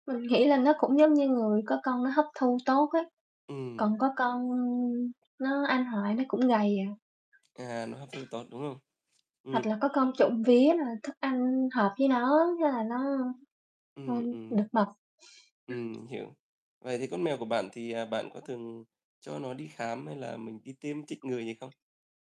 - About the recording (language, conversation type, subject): Vietnamese, unstructured, Làm sao để chọn thức ăn phù hợp cho thú cưng?
- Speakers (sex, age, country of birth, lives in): female, 30-34, Vietnam, Vietnam; male, 35-39, Vietnam, Vietnam
- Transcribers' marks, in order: other background noise; tapping